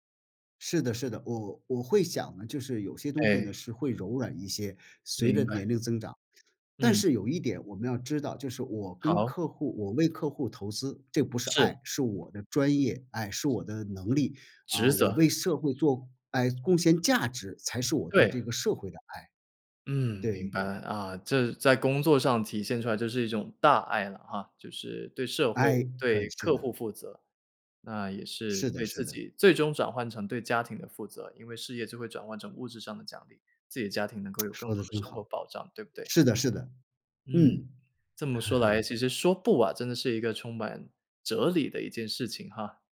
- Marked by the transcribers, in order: stressed: "爱"; tsk; chuckle; stressed: "说不"
- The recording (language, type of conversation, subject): Chinese, podcast, 说“不”对你来说难吗？